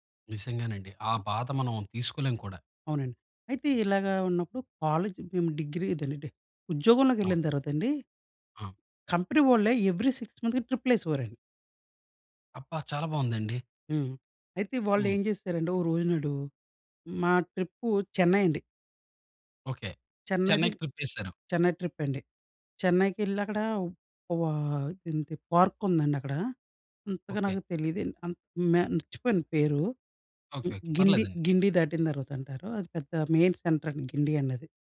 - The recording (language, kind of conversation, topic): Telugu, podcast, ప్రకృతిలో మీరు అనుభవించిన అద్భుతమైన క్షణం ఏమిటి?
- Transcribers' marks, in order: in English: "కాలేజ్"; in English: "ఎవరీ సిక్స్ మంత్స్‌కి ట్రిప్పులేసేవారండి"; in English: "ట్రిప్"; in English: "ట్రిప్"; in English: "పార్క్"; in English: "మెయిన్ సెంటర్"